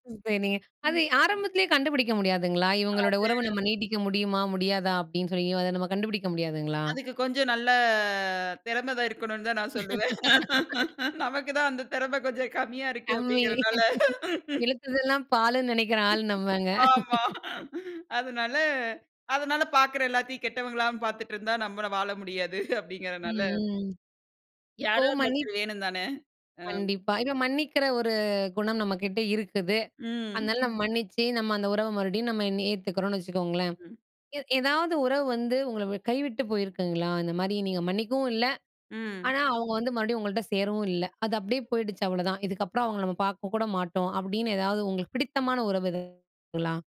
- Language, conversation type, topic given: Tamil, podcast, மன்னிப்பு இல்லாமலேயே ஒரு உறவைத் தொடர முடியுமா?
- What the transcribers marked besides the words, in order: unintelligible speech; drawn out: "நல்ல"; laugh; laughing while speaking: "நமக்கு தான் அந்த திறமை கொஞ்சம் கம்மியா இருக்கு அப்படிங்கிறனால"; laughing while speaking: "அம்மி. இழுத்ததெல்லாம் பாலுன்னு நினைக்கிற ஆள் நம்பங்க"; other noise; laughing while speaking: "ஆமா. அதுனால அதுனால பாக்கிற எல்லாத்தையும் கெட்டவங்களா பாத்துட்டு இருந்தா நம்மள வாழ முடியாது, அப்படிங்கிறனால"